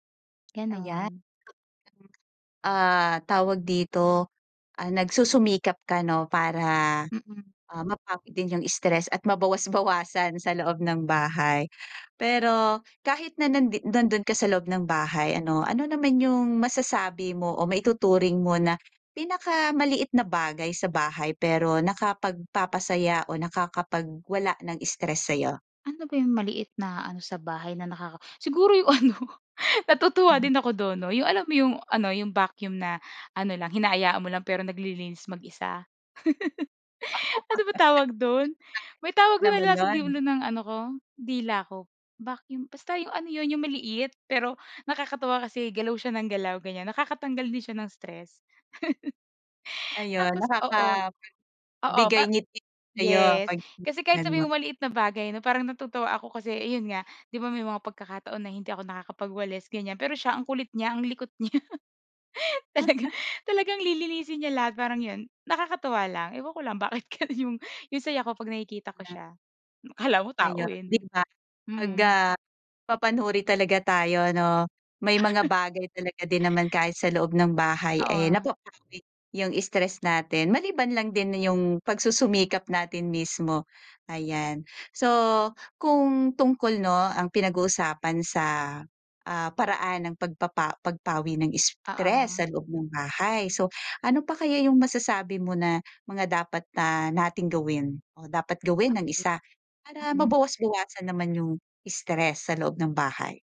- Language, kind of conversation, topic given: Filipino, podcast, Paano mo pinapawi ang stress sa loob ng bahay?
- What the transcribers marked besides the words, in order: other background noise; laughing while speaking: "mabawas-bawasan"; laughing while speaking: "ano"; unintelligible speech; laugh; chuckle; laughing while speaking: "niya talagang"; laughing while speaking: "gano'n"